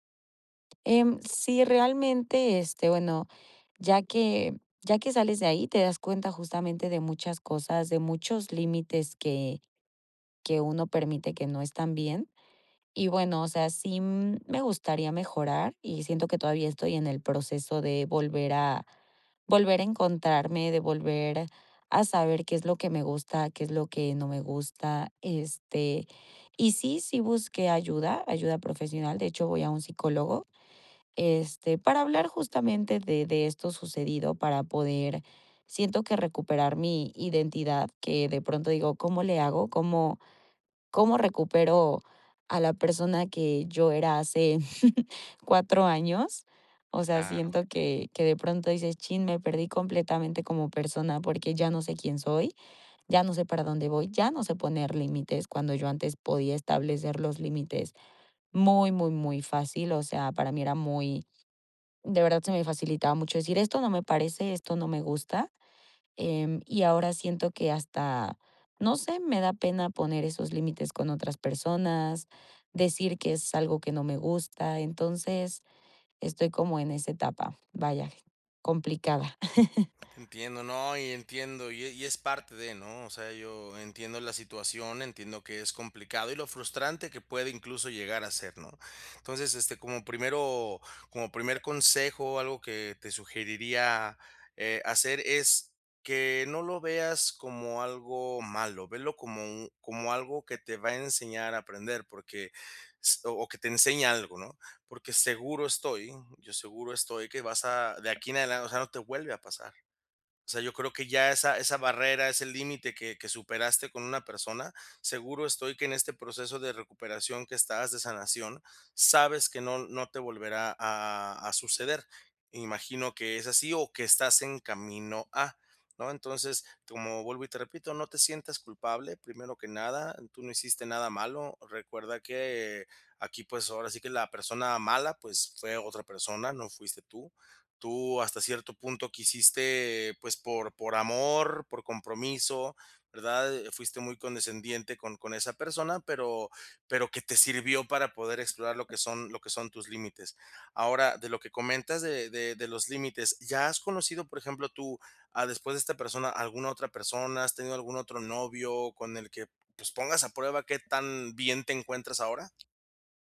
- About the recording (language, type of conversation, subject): Spanish, advice, ¿Cómo puedo establecer límites y prioridades después de una ruptura?
- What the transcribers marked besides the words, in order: tapping; chuckle; chuckle; other background noise